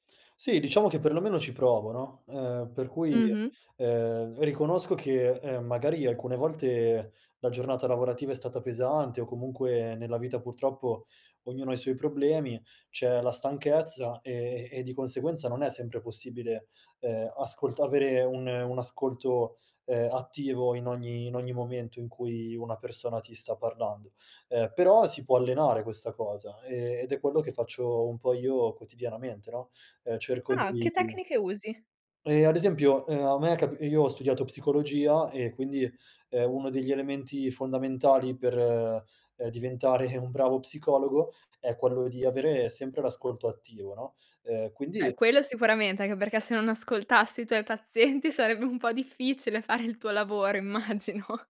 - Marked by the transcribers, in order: other background noise; surprised: "Ah"; laughing while speaking: "pazienti sarebbe un po' difficile fare il tuo lavoro immagino"
- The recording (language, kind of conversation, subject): Italian, podcast, Che ruolo ha l'ascolto nel creare fiducia?